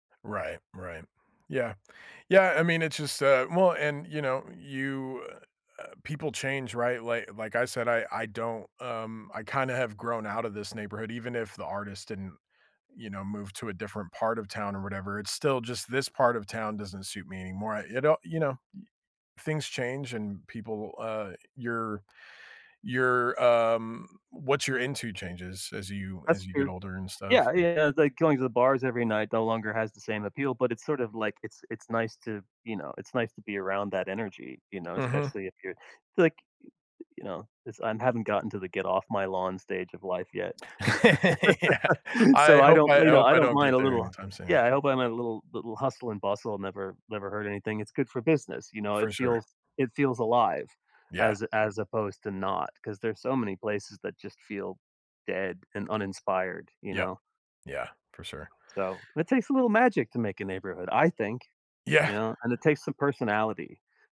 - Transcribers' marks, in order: laugh; laughing while speaking: "Yeah"; laugh
- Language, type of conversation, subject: English, unstructured, How can I make my neighborhood worth lingering in?